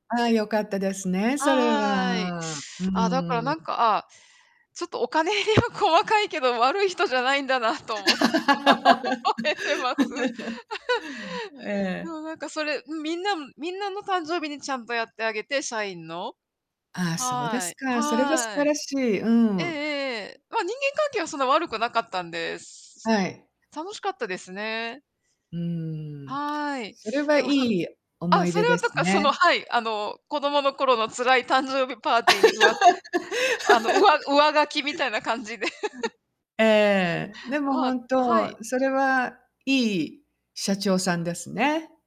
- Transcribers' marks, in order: laughing while speaking: "ちょっとお金入りは細かい … て覚えてます"; laugh; laugh; laugh; unintelligible speech; laugh
- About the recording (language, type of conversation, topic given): Japanese, unstructured, 一番印象に残っている誕生日はどんな日でしたか？